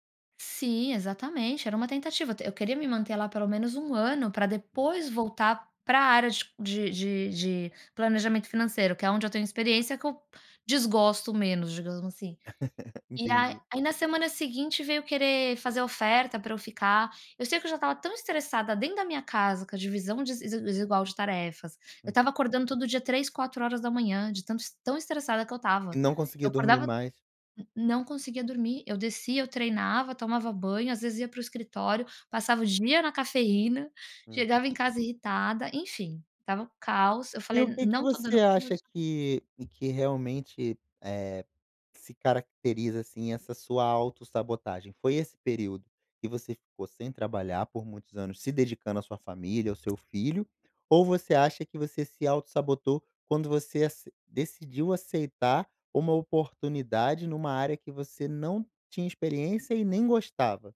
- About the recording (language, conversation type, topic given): Portuguese, advice, Como posso descrever de que forma me autossaboto diante de oportunidades profissionais?
- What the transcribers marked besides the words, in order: chuckle; other background noise